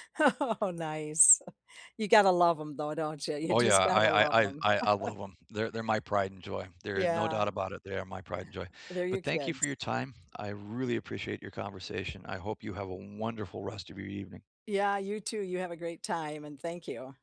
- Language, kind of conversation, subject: English, unstructured, How do animals show that they understand human emotions?
- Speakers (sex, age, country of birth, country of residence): female, 70-74, United States, United States; male, 50-54, United States, United States
- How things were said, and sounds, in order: laughing while speaking: "Oh, nice"; chuckle